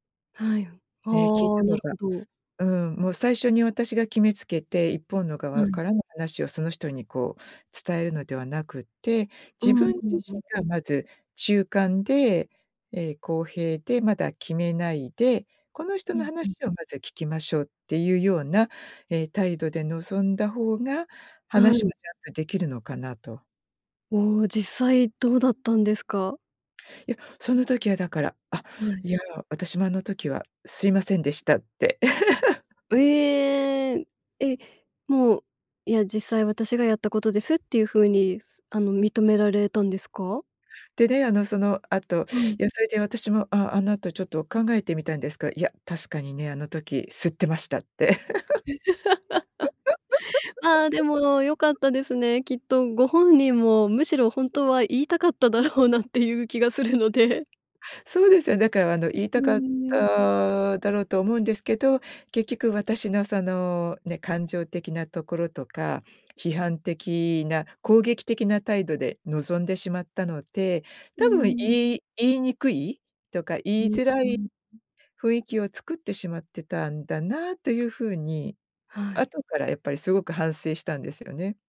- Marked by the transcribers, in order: laugh; other background noise; tapping; laugh; laugh; unintelligible speech
- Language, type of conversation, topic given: Japanese, podcast, 相手を責めずに伝えるには、どう言えばいいですか？